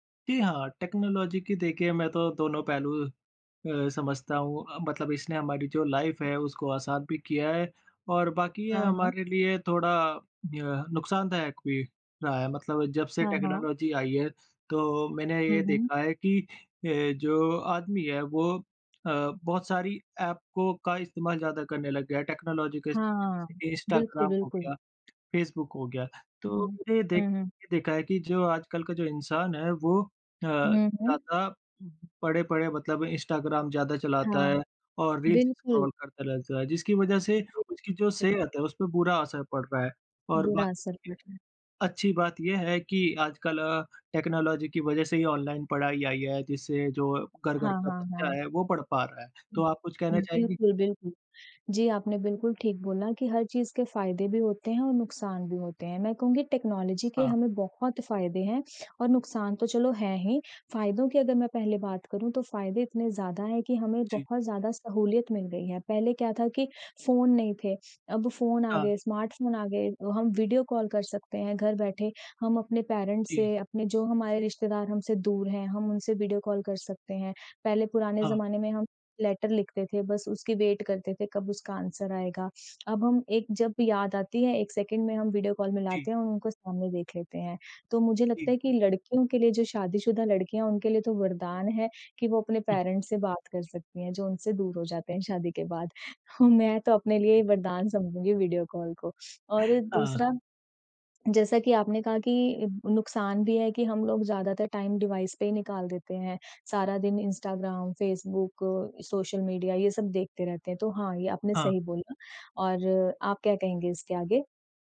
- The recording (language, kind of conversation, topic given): Hindi, unstructured, आपके लिए तकनीक ने दिनचर्या कैसे बदली है?
- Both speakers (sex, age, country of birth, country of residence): female, 25-29, India, India; female, 35-39, India, India
- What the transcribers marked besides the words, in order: in English: "टेक्नोलॉज़ी"; in English: "लाइफ़"; in English: "टेक्नोलॉज़ी"; in English: "टेक्नोलॉज़ी"; in English: "रील्स"; unintelligible speech; unintelligible speech; in English: "टेक्नोलॉज़ी"; in English: "टेक्नोलॉज़ी"; in English: "कॉल"; in English: "पेरेंट्स"; in English: "लेटर"; in English: "वेट"; in English: "आंसर"; in English: "कॉल"; in English: "पेरेंट्स"; joyful: "मैं तो अपने लिए वरदान समझूँगी वीडियो कॉल को"; chuckle; in English: "कॉल"; in English: "टाइम डिवाइस"